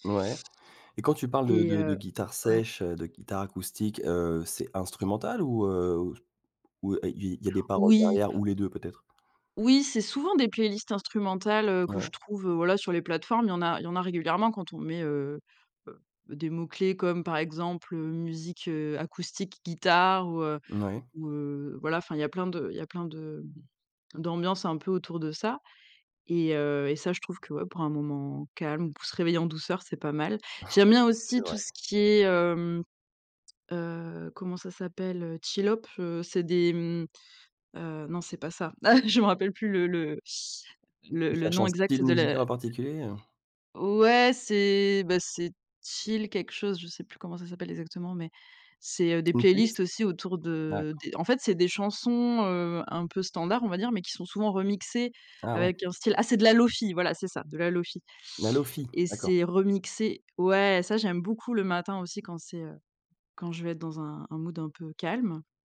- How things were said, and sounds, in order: stressed: "instrumental"; chuckle; laughing while speaking: "ah"; other noise
- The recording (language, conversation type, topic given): French, podcast, Comment la musique influence-t-elle tes journées ou ton humeur ?